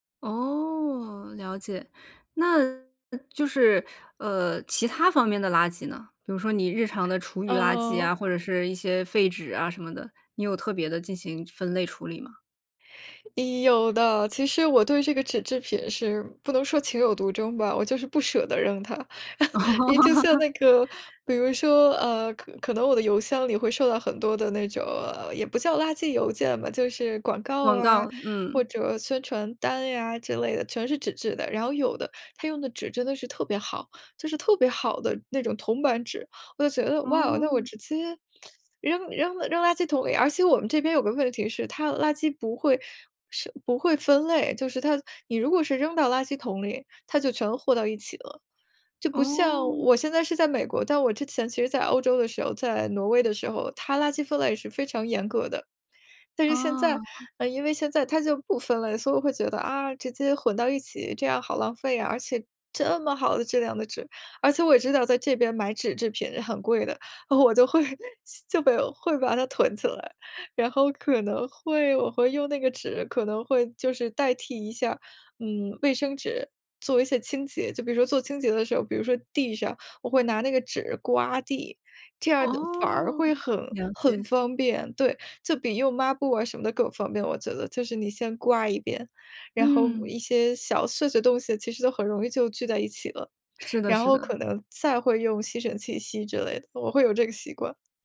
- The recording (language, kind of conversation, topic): Chinese, podcast, 垃圾分类给你的日常生活带来了哪些变化？
- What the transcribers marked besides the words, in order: other noise; chuckle; laugh; teeth sucking; stressed: "这么好的"; laughing while speaking: "我就会"